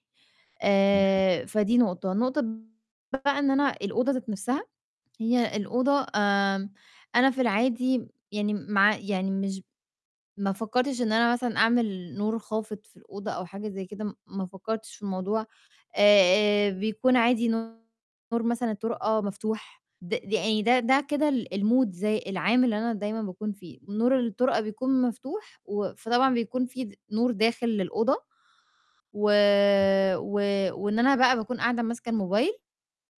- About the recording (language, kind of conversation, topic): Arabic, advice, إزاي أتعامل مع الأرق وصعوبة النوم اللي بتتكرر كل ليلة؟
- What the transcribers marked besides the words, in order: unintelligible speech; distorted speech; in English: "الmoods"